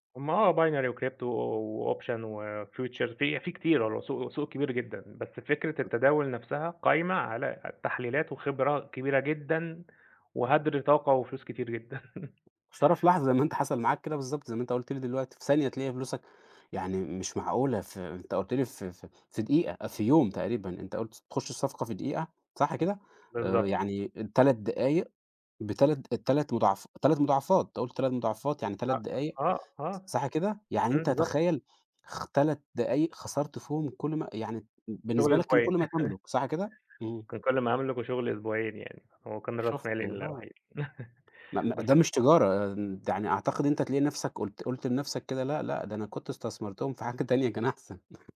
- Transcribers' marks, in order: in English: "binary وcrypto وoption وfuture"; chuckle; chuckle; chuckle; laughing while speaking: "في حاجة تانية كان أحسن"
- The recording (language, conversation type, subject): Arabic, podcast, إزاي بتتعامل مع الفشل لما بيحصل؟